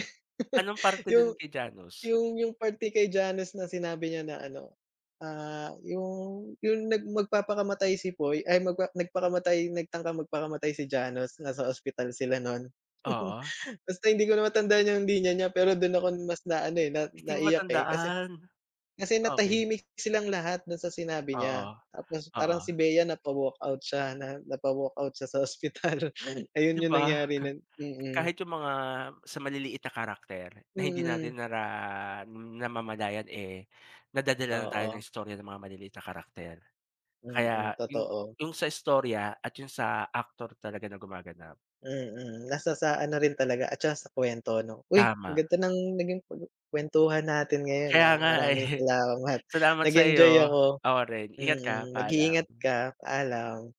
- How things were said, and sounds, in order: joyful: "Basta hindi ko na matandaan … eh, na naiyak"; laughing while speaking: "Kaya nga, eh"
- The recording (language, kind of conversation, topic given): Filipino, unstructured, Paano ka naapektuhan ng pelikulang nagpaiyak sa’yo, at ano ang pakiramdam kapag lumalabas ka ng sinehan na may luha sa mga mata?